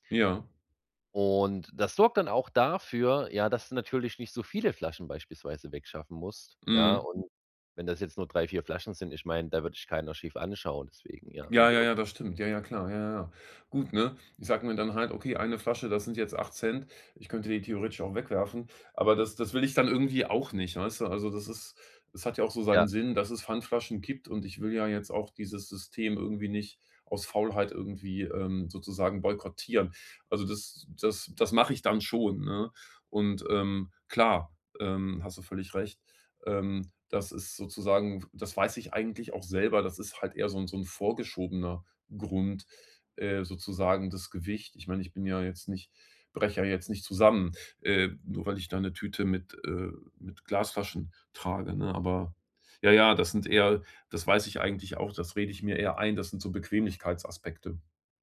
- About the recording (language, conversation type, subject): German, advice, Wie kann ich meine Habseligkeiten besser ordnen und loslassen, um mehr Platz und Klarheit zu schaffen?
- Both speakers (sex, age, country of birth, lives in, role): male, 30-34, Germany, Germany, advisor; male, 45-49, Germany, Germany, user
- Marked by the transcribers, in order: none